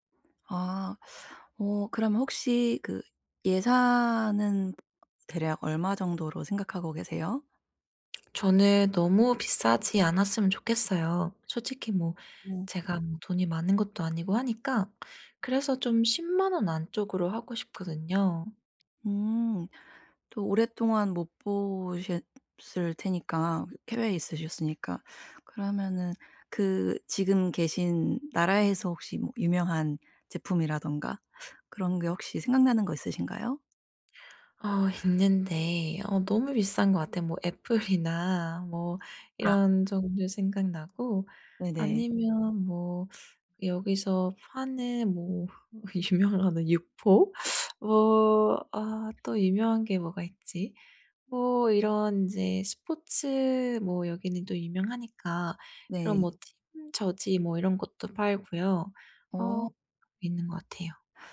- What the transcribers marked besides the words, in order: other background noise; laughing while speaking: "애플이나"; laughing while speaking: "유명하는"; teeth sucking; in English: "저지"
- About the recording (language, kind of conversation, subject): Korean, advice, 친구 생일 선물을 예산과 취향에 맞춰 어떻게 고르면 좋을까요?